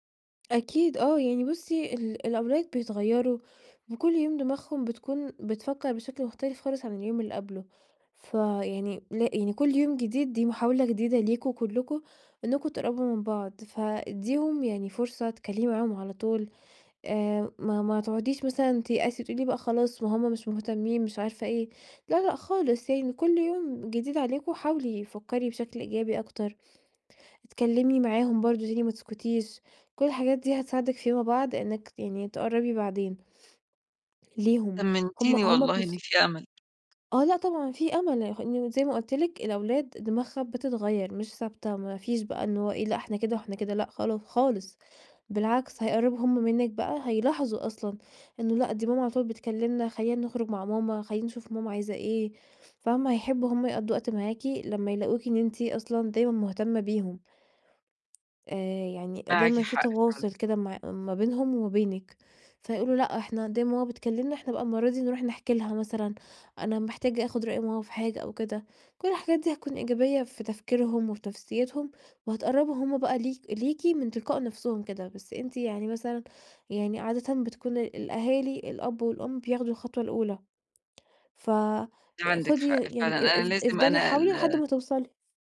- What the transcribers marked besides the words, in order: tapping; other background noise
- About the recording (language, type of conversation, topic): Arabic, advice, إزاي أتعامل مع ضعف التواصل وسوء الفهم اللي بيتكرر؟